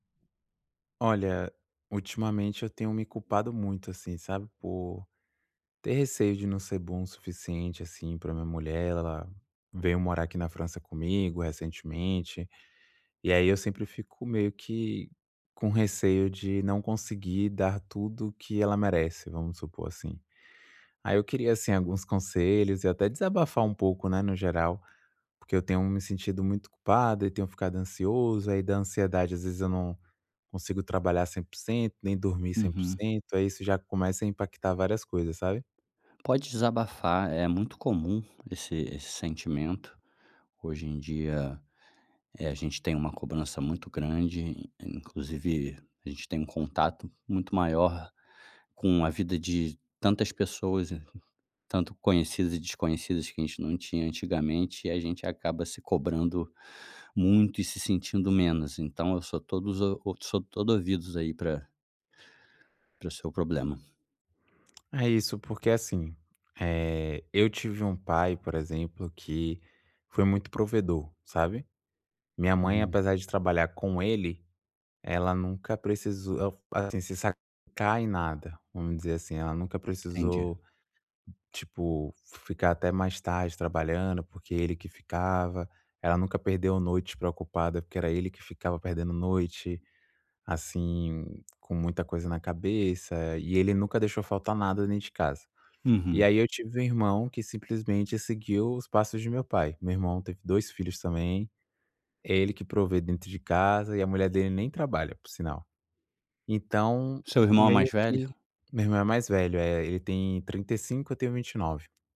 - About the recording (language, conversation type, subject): Portuguese, advice, Como você lida com a culpa de achar que não é bom o suficiente?
- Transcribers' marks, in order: unintelligible speech; tapping